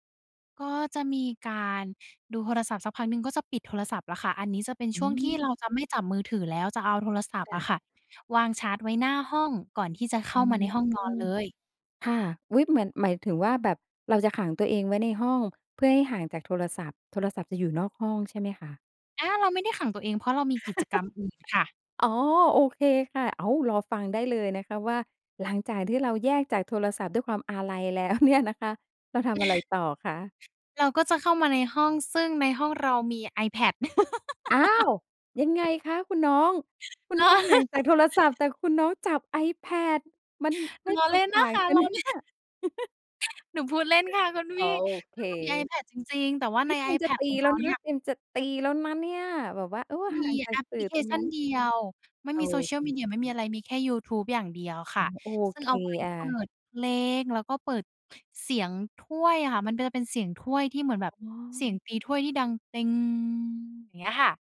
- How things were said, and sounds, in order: chuckle; laughing while speaking: "แล้ว"; chuckle; laugh; other background noise; laughing while speaking: "ล้อ"; chuckle; other noise
- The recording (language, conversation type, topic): Thai, podcast, คุณมีพิธีกรรมก่อนนอนแบบไหนที่ช่วยให้หลับสบายและพักผ่อนได้ดีขึ้นบ้างไหม?